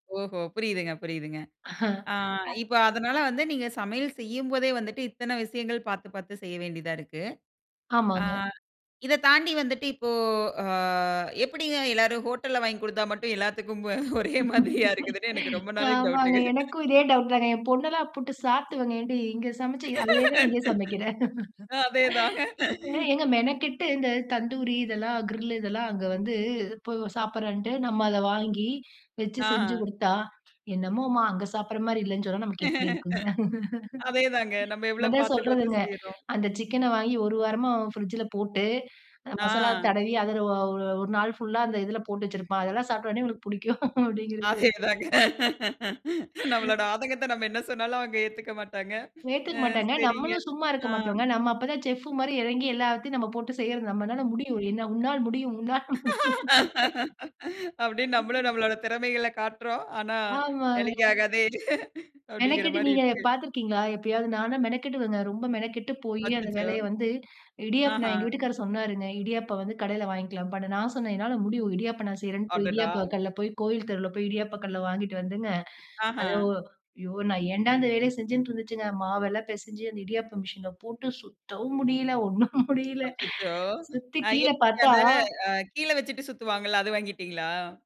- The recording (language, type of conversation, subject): Tamil, podcast, வீட்டில் பிறருடன் பகிர்வதற்காக சமையல் செய்யும்போது எந்த வகை உணவுகள் சிறந்தவை?
- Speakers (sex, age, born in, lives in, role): female, 25-29, India, India, host; female, 30-34, India, India, guest
- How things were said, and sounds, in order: chuckle; other noise; laughing while speaking: "ஒரே மாதிரியா இருக்குதுனு, எனக்கு ரொம்ப நாள் டவுட்டுங்க"; laughing while speaking: "ஆமாங்க. எனக்கும் இதே டவுட் தாங்க … தானே இங்க சமைக்கிறேன்"; laughing while speaking: "அதேதாங்க"; other background noise; laugh; laughing while speaking: "அதேதாங்க. நம்ப எவ்வளவு பார்த்து பார்த்து செய்யறோம்"; laugh; drawn out: "ஆ"; laughing while speaking: "அப்படிங்கிறதுங்க"; laughing while speaking: "அதேதாங்க. நம்மளோட ஆதங்கத்தை நம்ம என்ன சொன்னாலும், அவங்க ஏத்துக்க மாட்டாங்க. ஆ. சரிங்க. ஆ"; laugh; laughing while speaking: "அப்படின்னு நம்மளும், நம்மளோட திறமைகளை காட்டுறோம். ஆனா வேலைக்கு ஆகாதே! அப்படின்கிற மாரி இருக்கு"; laughing while speaking: "உன்னால் முடியும் உன்னால்"; laughing while speaking: "அடடா"; laughing while speaking: "ஒன்னும் முடியல"